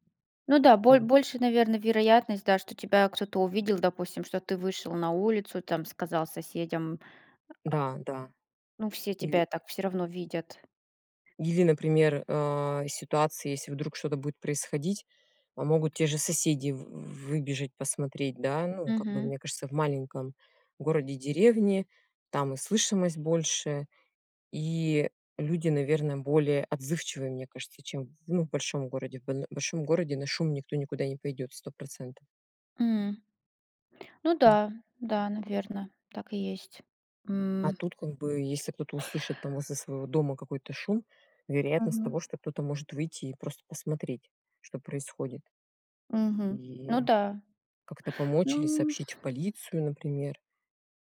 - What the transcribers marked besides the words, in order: tapping
- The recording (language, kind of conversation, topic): Russian, unstructured, Почему, по-вашему, люди боятся выходить на улицу вечером?